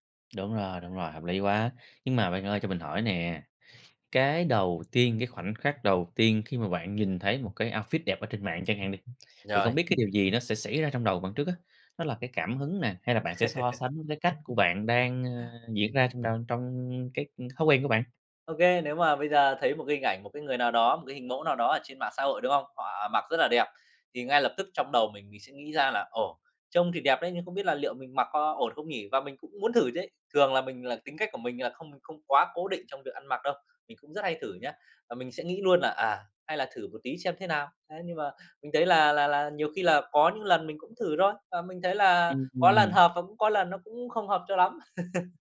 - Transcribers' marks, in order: tapping; in English: "outfit"; other background noise; laugh; laugh
- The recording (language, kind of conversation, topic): Vietnamese, podcast, Mạng xã hội thay đổi cách bạn ăn mặc như thế nào?